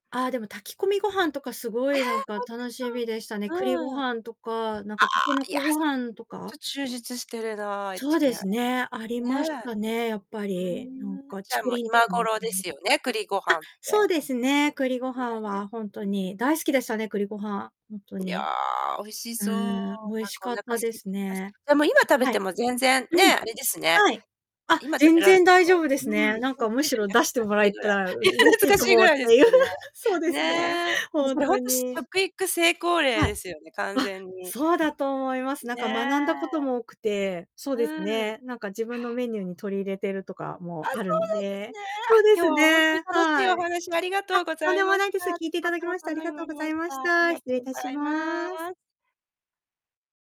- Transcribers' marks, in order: distorted speech; tapping; laughing while speaking: "いや、懐かしい"; other background noise; chuckle
- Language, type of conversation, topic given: Japanese, podcast, 学校の給食で特に印象に残ったメニューは何？